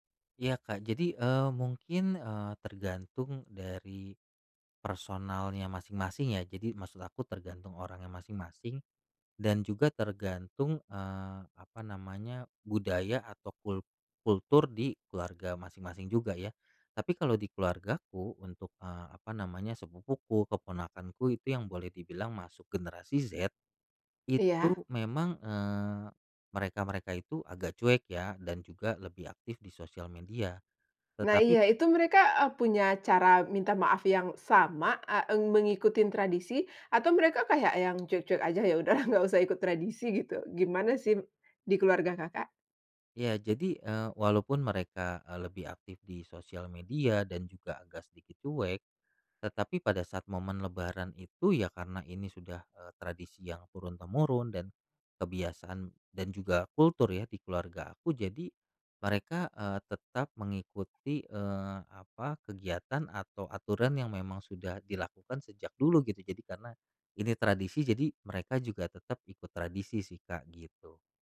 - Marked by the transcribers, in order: laughing while speaking: "udahlah"
- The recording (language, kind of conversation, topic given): Indonesian, podcast, Bagaimana tradisi minta maaf saat Lebaran membantu rekonsiliasi keluarga?